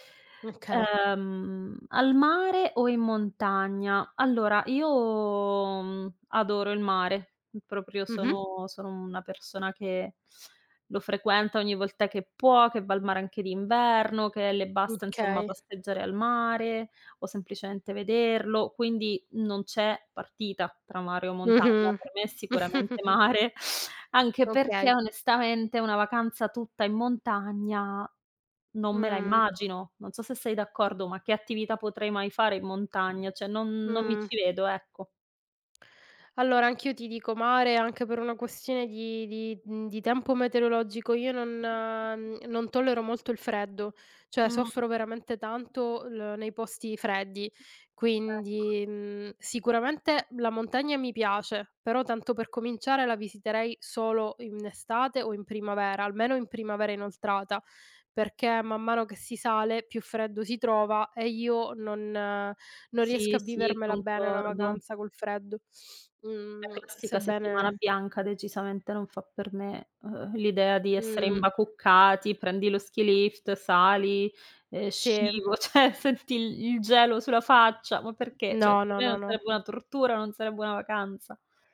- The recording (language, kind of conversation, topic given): Italian, unstructured, Come decidi se fare una vacanza al mare o in montagna?
- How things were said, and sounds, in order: tapping; "Okay" said as "ukay"; laughing while speaking: "mare"; chuckle; "Cioè" said as "ceh"; other background noise; in English: "skilift"; "cioè" said as "ceh"; "Cioè" said as "ceh"